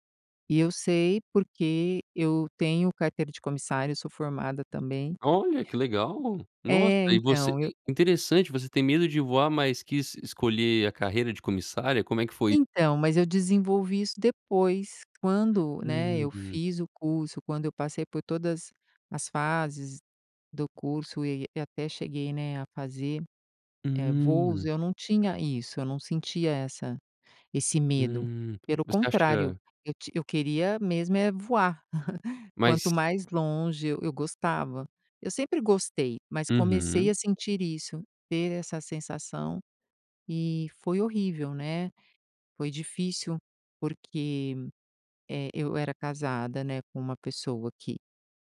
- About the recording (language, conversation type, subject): Portuguese, podcast, Quando foi a última vez em que você sentiu medo e conseguiu superá-lo?
- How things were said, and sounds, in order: other background noise; tapping; chuckle